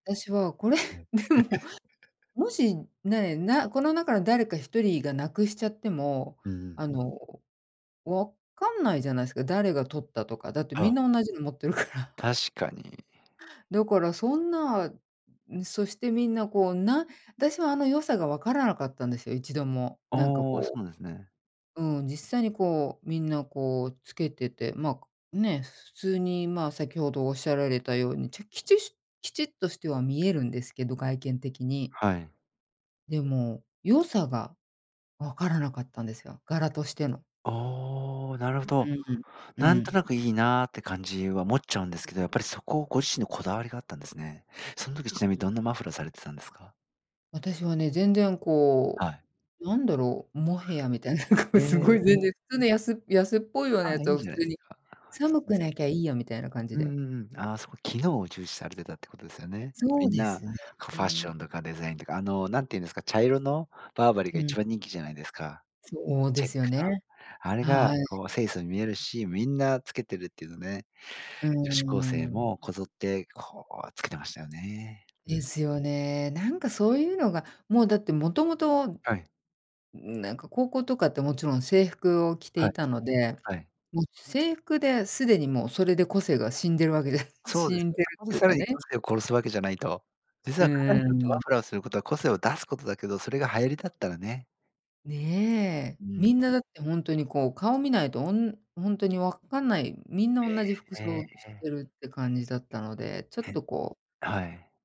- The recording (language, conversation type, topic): Japanese, podcast, 流行と自分の好みのバランスを、普段どう取っていますか？
- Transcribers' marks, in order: chuckle; laughing while speaking: "でも"; laugh; laughing while speaking: "から"; other noise; laughing while speaking: "こう、すごい"; other background noise; unintelligible speech; chuckle; tapping